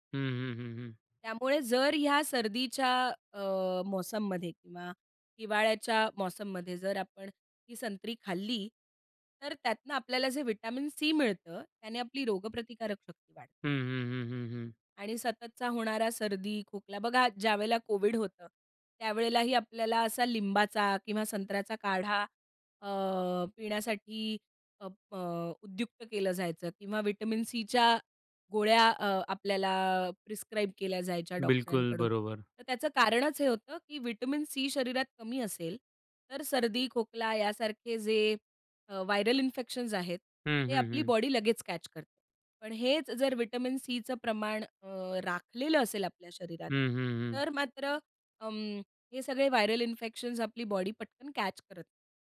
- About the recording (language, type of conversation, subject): Marathi, podcast, हंगामी पिकं खाल्ल्याने तुम्हाला कोणते फायदे मिळतात?
- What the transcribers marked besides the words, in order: in English: "प्रिस्क्राईब"; in English: "व्हायरल इन्फेक्शन्स"; in English: "व्हायरल इन्फेक्शन्स"